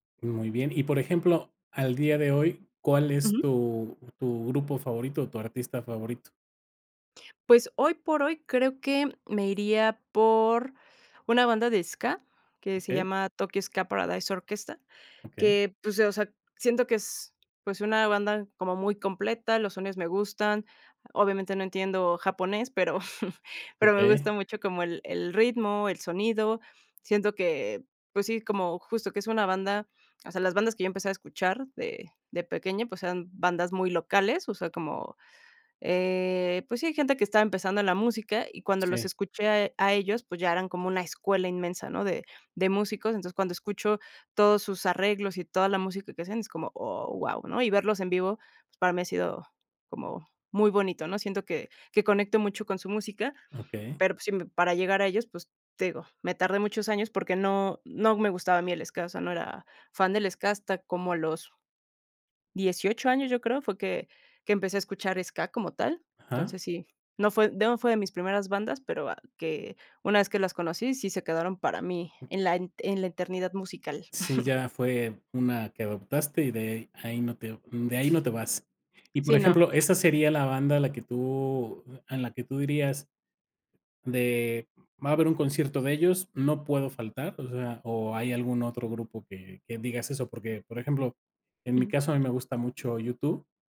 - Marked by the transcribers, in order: other background noise; chuckle; chuckle; tapping
- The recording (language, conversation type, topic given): Spanish, podcast, ¿Cómo ha cambiado tu gusto musical con los años?